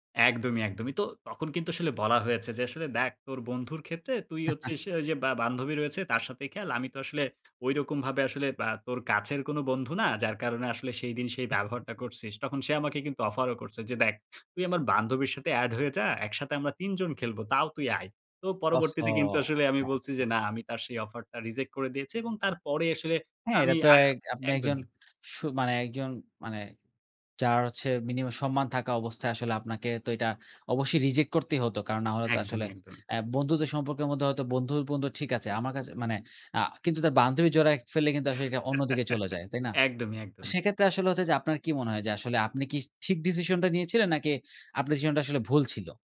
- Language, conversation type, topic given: Bengali, podcast, জীবনে কোন ছোট্ট অভ্যাস বদলে বড় ফল পেয়েছেন?
- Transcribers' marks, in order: chuckle; laugh